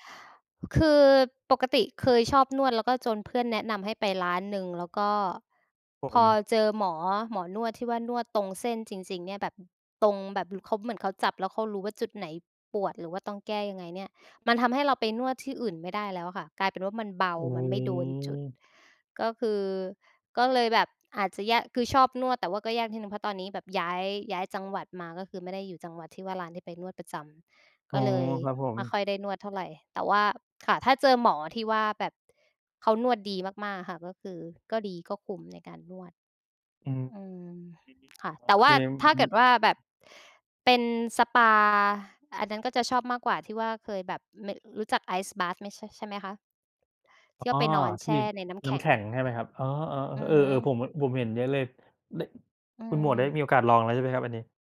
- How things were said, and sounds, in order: tapping; drawn out: "โอ้โฮ"; other background noise
- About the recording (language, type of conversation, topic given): Thai, unstructured, คุณชอบทำอะไรเพื่อสร้างความสุขให้ตัวเอง?